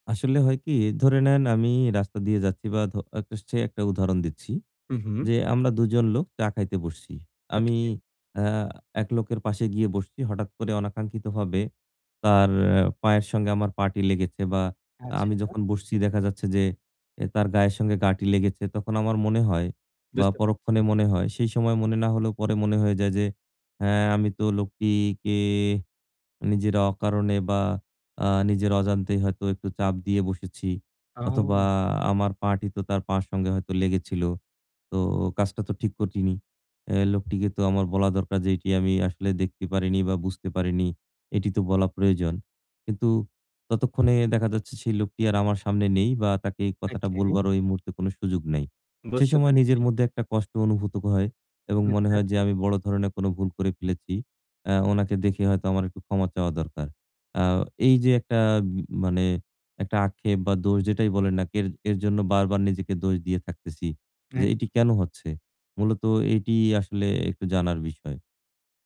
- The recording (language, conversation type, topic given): Bengali, advice, আমি কেন বারবার নিজেকে দোষ দিই এবং অপরাধবোধ অনুভব করি?
- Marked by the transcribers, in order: distorted speech; unintelligible speech